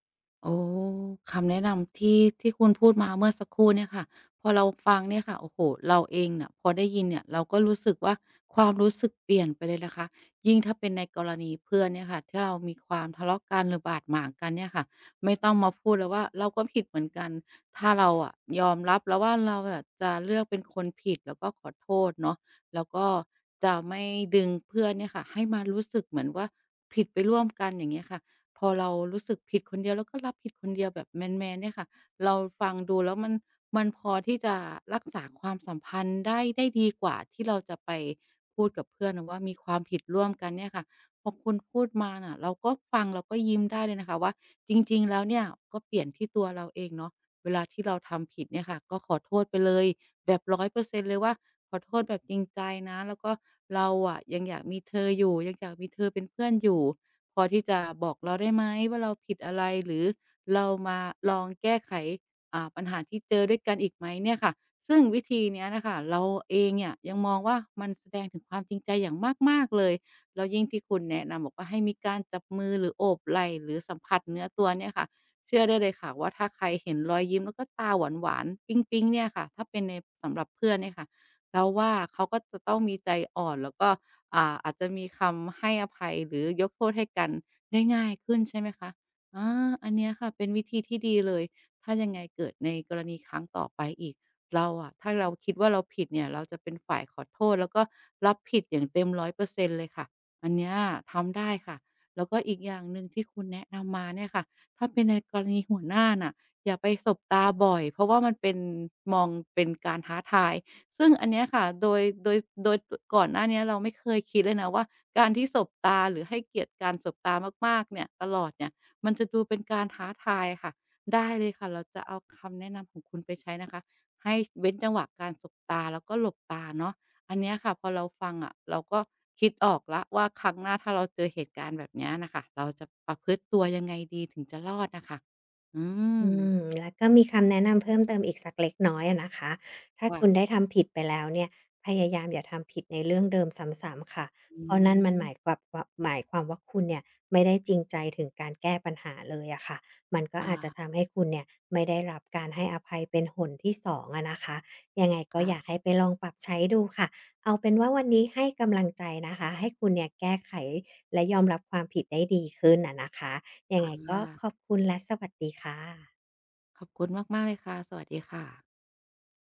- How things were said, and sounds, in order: other background noise; other noise
- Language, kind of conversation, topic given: Thai, advice, จะเริ่มขอโทษอย่างจริงใจและรับผิดชอบต่อความผิดของตัวเองอย่างไรดี?